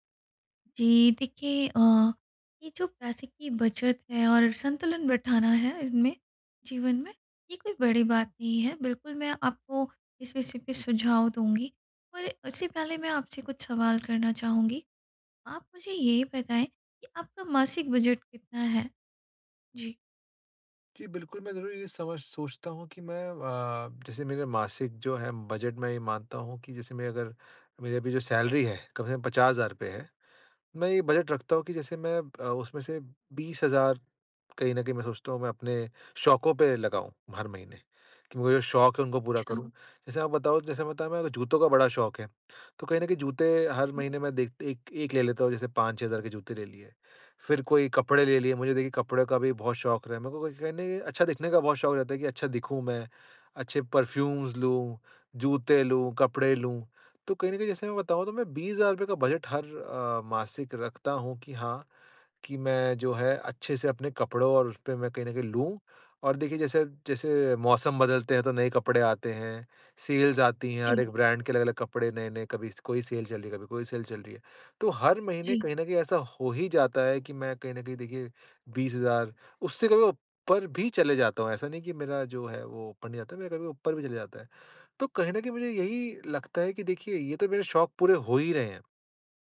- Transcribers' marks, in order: in English: "बजट"; in English: "बजट"; in English: "सैलरी"; in English: "बजट"; tapping; in English: "परफ़्यूम्स"; in English: "बजट"; in English: "सेल्स"; in English: "सेल"; in English: "सेल"
- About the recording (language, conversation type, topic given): Hindi, advice, पैसे बचाते हुए जीवन की गुणवत्ता कैसे बनाए रखूँ?
- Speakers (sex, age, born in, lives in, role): female, 35-39, India, India, advisor; male, 25-29, India, India, user